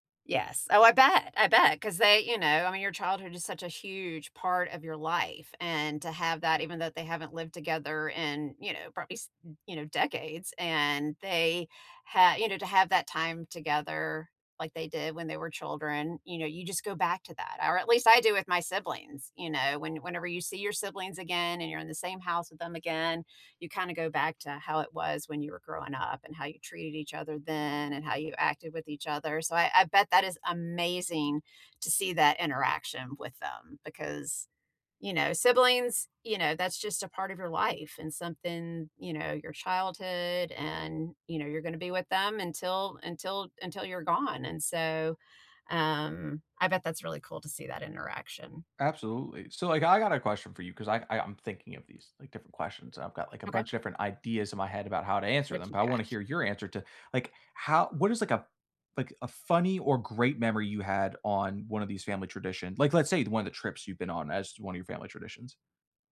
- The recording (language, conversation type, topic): English, unstructured, What is a fun tradition you have with your family?
- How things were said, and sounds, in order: tapping